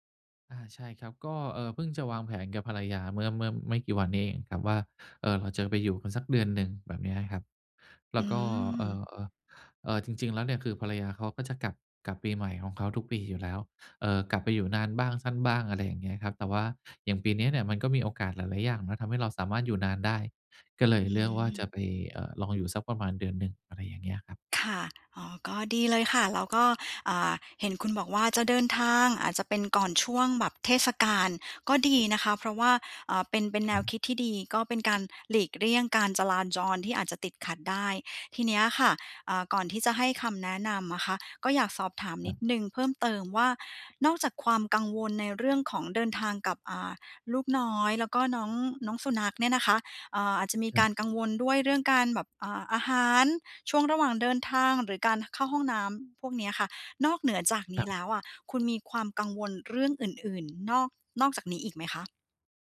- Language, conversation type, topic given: Thai, advice, ควรเตรียมตัวอย่างไรเพื่อลดความกังวลเมื่อต้องเดินทางไปต่างจังหวัด?
- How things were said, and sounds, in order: other background noise; "หลีกเลี่ยง" said as "หลีกเรี่ยง"; "การจราจร" said as "จลานจอน"